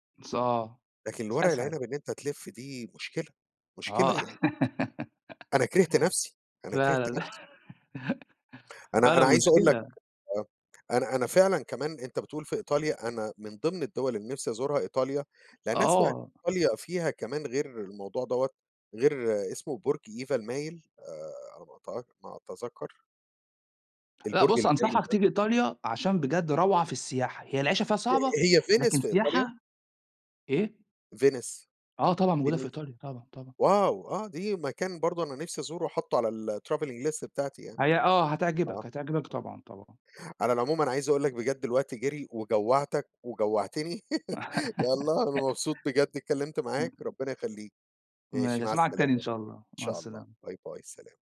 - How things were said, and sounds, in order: laugh; laugh; in English: "الtravelling list"; laugh
- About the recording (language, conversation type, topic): Arabic, unstructured, إيه أكتر وجبة بتحبها وليه بتحبها؟